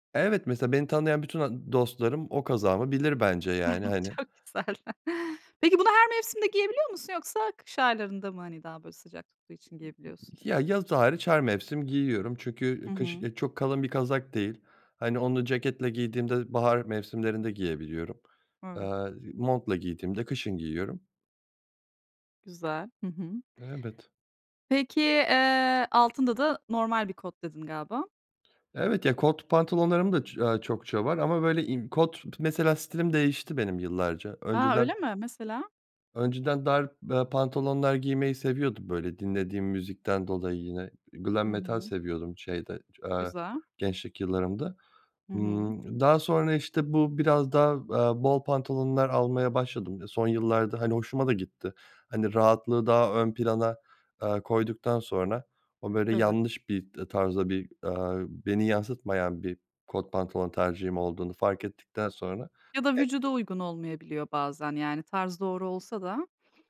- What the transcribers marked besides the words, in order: giggle; laughing while speaking: "Çok güzel"; other background noise; tapping
- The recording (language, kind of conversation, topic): Turkish, podcast, Hangi parça senin imzan haline geldi ve neden?